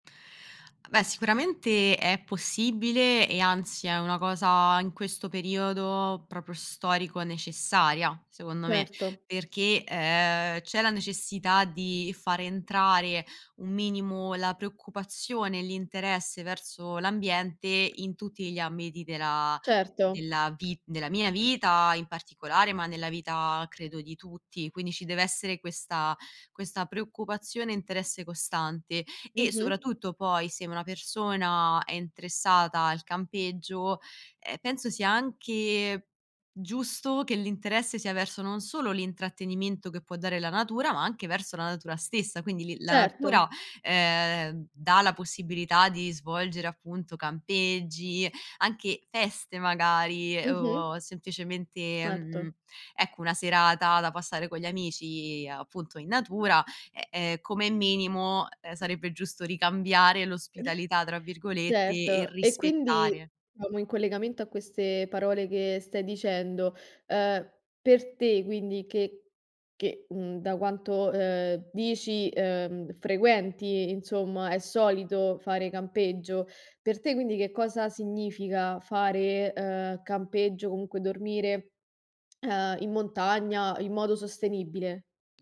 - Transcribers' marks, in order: tapping; chuckle
- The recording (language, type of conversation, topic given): Italian, podcast, Cosa significa per te fare campeggio sostenibile?